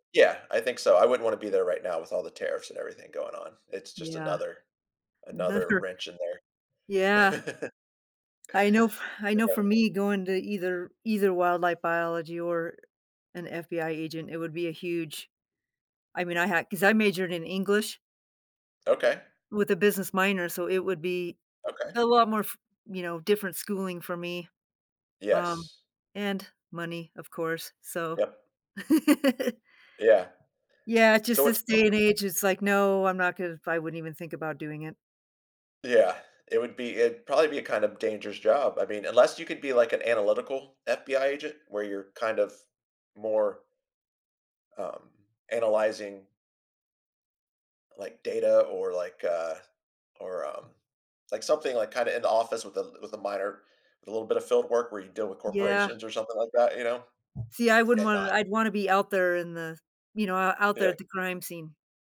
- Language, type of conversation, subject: English, unstructured, How do you think exploring a different career path could impact your life?
- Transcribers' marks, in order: unintelligible speech; chuckle; tapping; unintelligible speech; chuckle; unintelligible speech